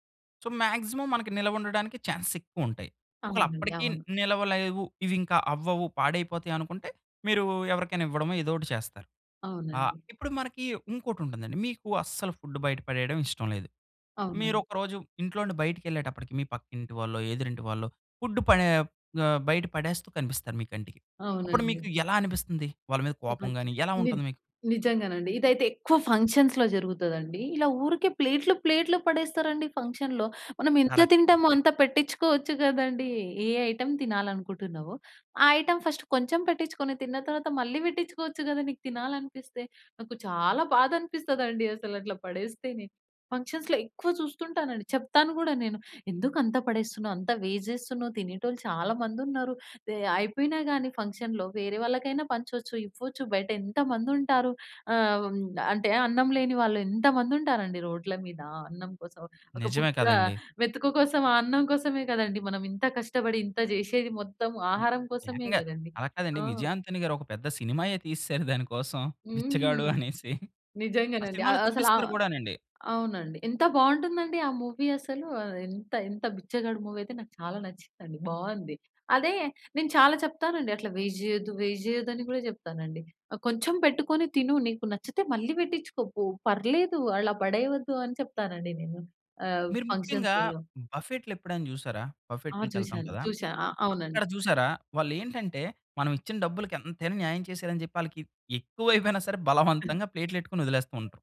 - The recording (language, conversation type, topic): Telugu, podcast, మిగిలిన ఆహారాన్ని మీరు ఎలా ఉపయోగిస్తారు?
- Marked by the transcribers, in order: in English: "సో, మాక్సిమమ్"; in English: "ఛాన్సెస్"; in English: "ఫుడ్"; in English: "ఫుడ్"; in English: "ఫంక్షన్స్‌లో"; tapping; in English: "ఫంక్షన్‌లో"; in English: "కరెక్ట్"; in English: "ఐటెమ్"; in English: "ఐటెమ్ ఫస్ట్"; in English: "ఫంక్షన్స్‌లో"; in English: "వేస్ట్"; in English: "ఫంక్షన్‌లో"; in English: "మూవీ"; in English: "మూవీ"; in English: "వేస్ట్"; in English: "వేస్ట్"; in English: "ఫంక్షన్స్‌లలో"; in English: "ప్లేట్‌లో"; other background noise